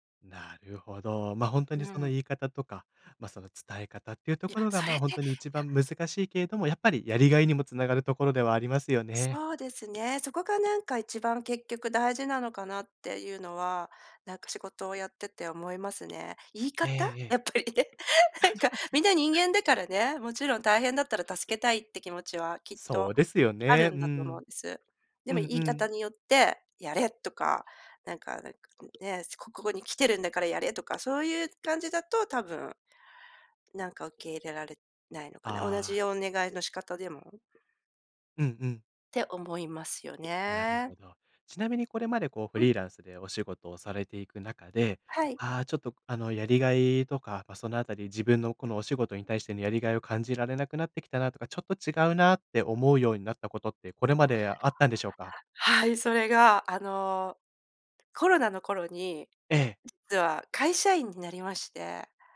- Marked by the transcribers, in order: laughing while speaking: "やっぱりね"; laugh
- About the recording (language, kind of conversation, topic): Japanese, podcast, 仕事でやりがいをどう見つけましたか？